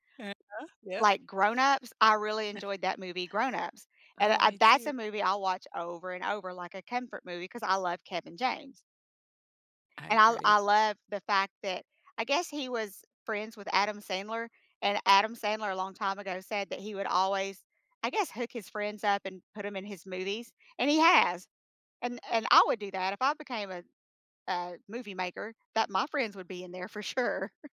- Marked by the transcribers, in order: chuckle; chuckle
- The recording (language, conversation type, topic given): English, unstructured, Which guilty-pleasure show, movie, book, or song do you proudly defend—and why?
- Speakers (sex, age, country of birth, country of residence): female, 50-54, United States, United States; female, 50-54, United States, United States